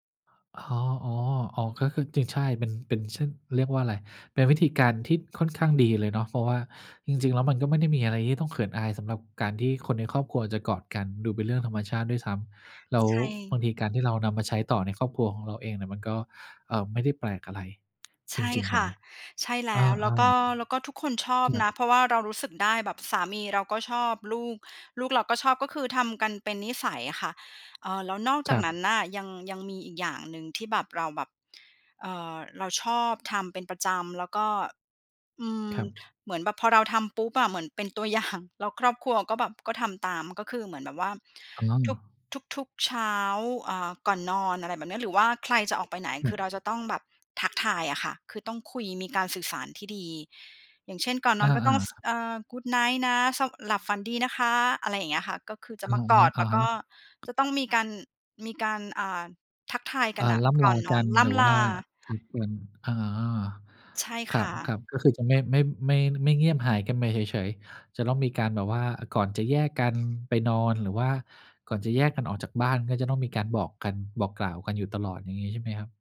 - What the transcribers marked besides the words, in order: laughing while speaking: "อย่าง"; tongue click
- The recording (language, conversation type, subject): Thai, podcast, คุณกับคนในบ้านมักแสดงความรักกันแบบไหน?